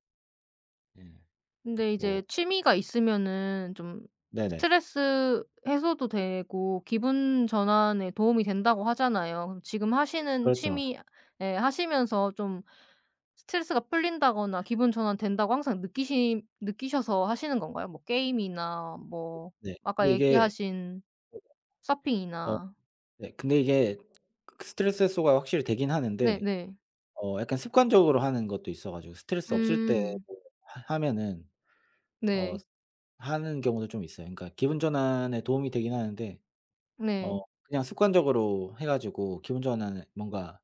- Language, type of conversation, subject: Korean, unstructured, 기분 전환할 때 추천하고 싶은 취미가 있나요?
- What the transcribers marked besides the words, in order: tapping; other background noise; unintelligible speech